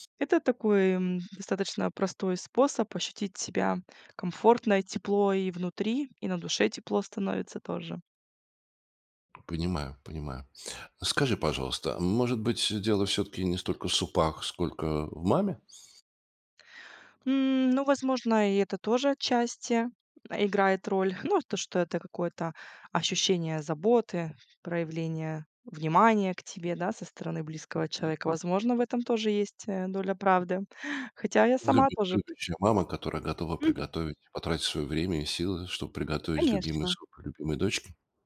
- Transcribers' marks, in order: tapping; other background noise
- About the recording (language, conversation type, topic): Russian, podcast, Что для тебя значит комфортная еда и почему?